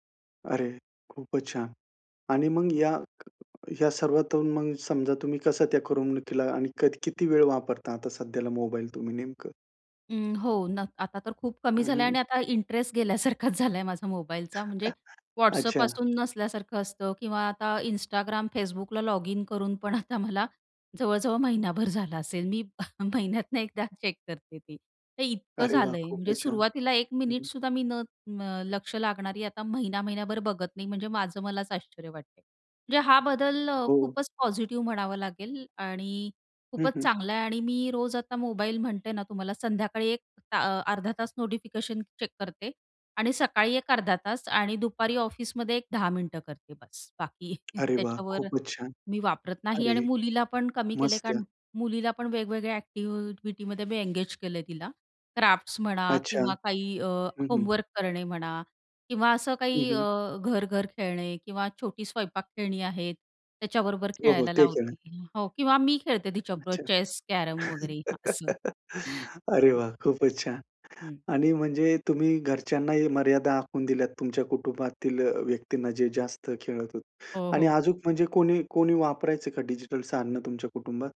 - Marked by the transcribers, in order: other noise; laughing while speaking: "इंटरेस्ट गेल्यासारखाच झालाय"; chuckle; laughing while speaking: "मी महिन्यातनं एकदा चेक करते ते"; in English: "चेक"; in English: "पॉझिटिव्ह"; in English: "चेक"; tapping; laughing while speaking: "बाकी त्याच्यावर"; other background noise; in English: "क्राफ्ट्स"; laugh; laughing while speaking: "अरे वाह, खूपच छान"; sigh
- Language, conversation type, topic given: Marathi, podcast, डिजिटल डिटॉक्ससाठी आपण काय करता?